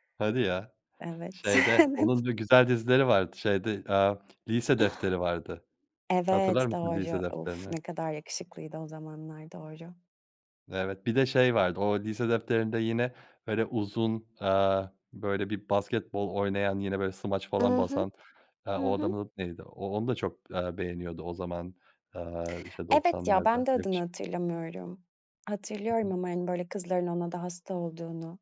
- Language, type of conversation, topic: Turkish, podcast, Çocukken en çok sevdiğin oyuncak ya da oyun konsolu hangisiydi ve onunla ilgili neler hatırlıyorsun?
- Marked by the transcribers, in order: laughing while speaking: "Evet"; tapping; other background noise